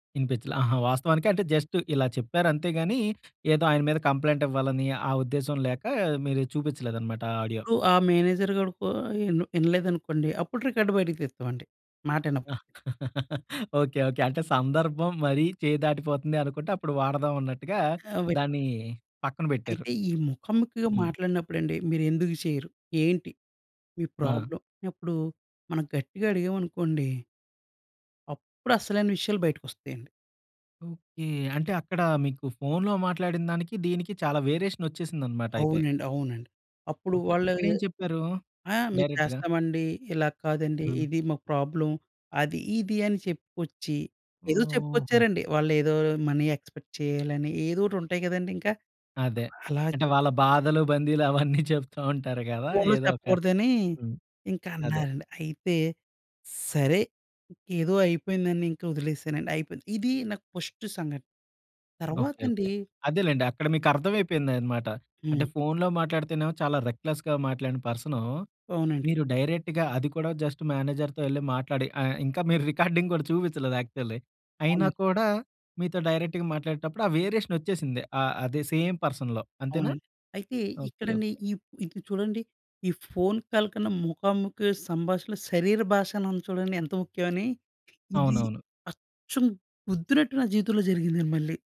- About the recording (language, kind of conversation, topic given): Telugu, podcast, ఫోన్ కాల్‌తో పోలిస్తే ముఖాముఖి సంభాషణలో శరీరభాష ఎంత ముఖ్యమైనది?
- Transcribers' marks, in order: in English: "జస్ట్"; in English: "ఆడియో"; in English: "మేనేజర్"; in English: "రికార్డ్"; laugh; unintelligible speech; in English: "ప్రాబ్లమ్?"; in English: "డైరెక్ట్‌గా?"; in English: "ప్రాబ్లమ్"; in English: "మనీ ఎక్స్పెక్ట్"; other noise; laughing while speaking: "అవన్నీ చెప్తూ ఉంటారు గదా"; other background noise; in English: "రెక్లెస్‌గా"; in English: "డైరెక్ట్‌గా"; in English: "జస్ట్ మేనేజర్‌తో"; laughing while speaking: "రికార్డింగ్ గూడా చూపిచ్చలేదు యాక్చువల్లీ"; in English: "రికార్డింగ్"; in English: "యాక్చువల్లీ"; in English: "డైరెక్ట్‌గా"; in English: "సేమ్ పర్సన్‌లో"; in English: "కాల్"